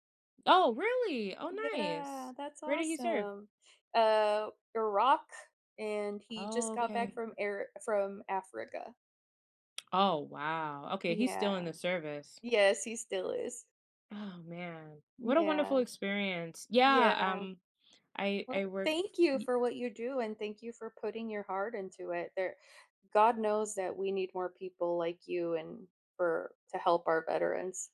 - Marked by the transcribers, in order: surprised: "Oh, really?"; drawn out: "Yeah"; other background noise
- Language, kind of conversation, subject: English, unstructured, Can you share a moment at work that made you feel proud?
- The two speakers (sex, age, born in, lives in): female, 30-34, United States, United States; female, 40-44, United States, United States